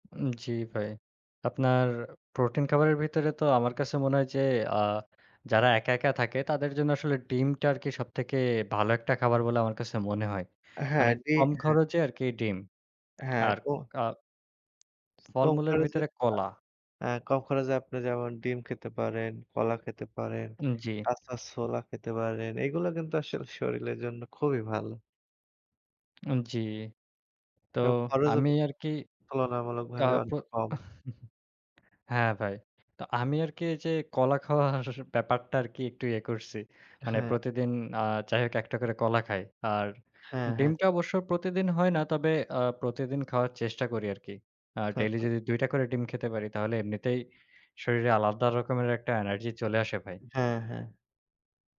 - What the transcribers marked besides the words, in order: tongue click; chuckle
- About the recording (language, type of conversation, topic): Bengali, unstructured, আপনার দৈনন্দিন শরীরচর্চার রুটিন কেমন, আপনি কেন ব্যায়াম করতে পছন্দ করেন, এবং খেলাধুলা আপনার জীবনে কতটা গুরুত্বপূর্ণ?